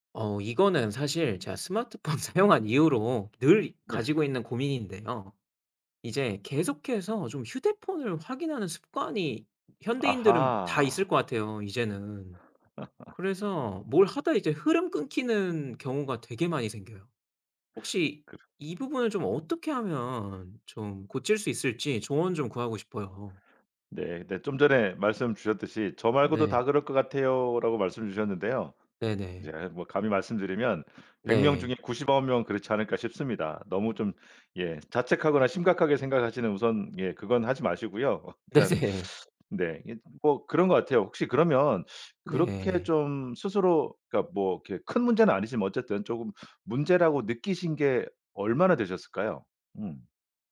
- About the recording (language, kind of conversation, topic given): Korean, advice, SNS나 휴대폰을 자꾸 확인하느라 작업 흐름이 자주 끊기는 상황을 설명해 주실 수 있나요?
- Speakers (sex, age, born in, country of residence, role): male, 30-34, South Korea, Hungary, user; male, 45-49, South Korea, United States, advisor
- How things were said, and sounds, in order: laughing while speaking: "스마트폰"; other background noise; laugh; laughing while speaking: "네네"; laugh